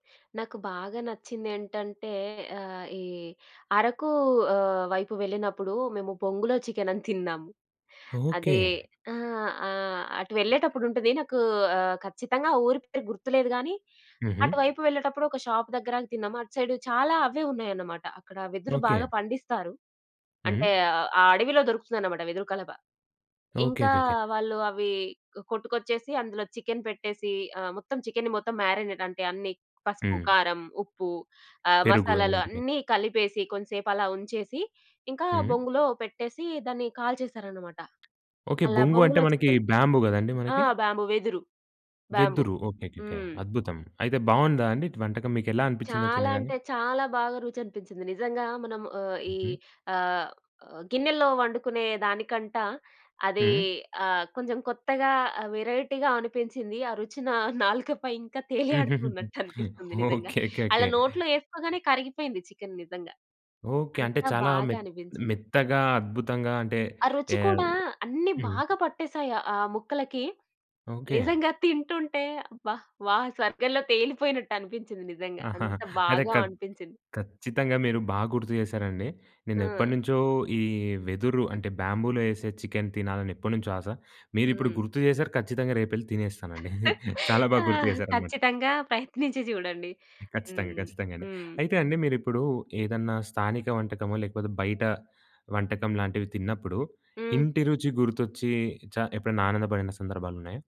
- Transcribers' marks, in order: other background noise; in English: "షాప్"; in English: "మారినేట్"; tapping; in English: "బ్యాంబూ"; in English: "బ్యాంబూ"; in English: "బ్యాంబూ"; in English: "వేరైటీగా"; laughing while speaking: "నా నాలుకపై ఇంకా తేలి ఆడుతున్నట్టు అనిపిస్తుంది నిజంగా!"; giggle; laughing while speaking: "నిజంగా తింటుంటే అబ్బా! వా స్వర్గంలో తేలిపోయినట్టు అనిపించింది నిజంగా!"; in English: "బ్యాంబూలో"; chuckle; giggle
- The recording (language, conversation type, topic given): Telugu, podcast, స్థానిక భోజనం మీ మనసును ఎలా తాకిందో చెప్పగలరా?